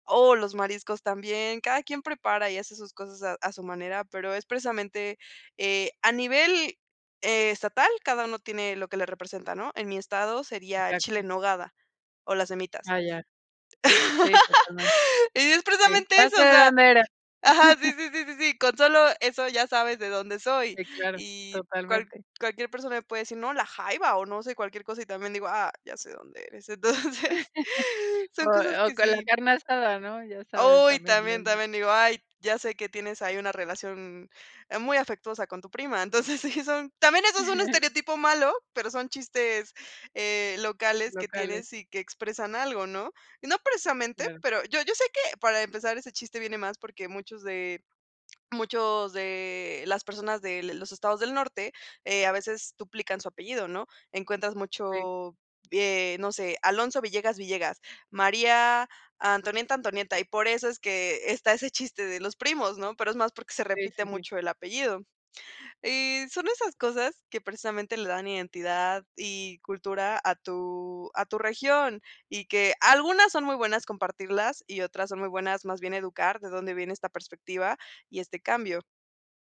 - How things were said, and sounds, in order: laugh; chuckle; chuckle; laughing while speaking: "Entonces"; laughing while speaking: "Entonces, sí"; chuckle
- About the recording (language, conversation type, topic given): Spanish, podcast, ¿Qué gestos son típicos en tu cultura y qué expresan?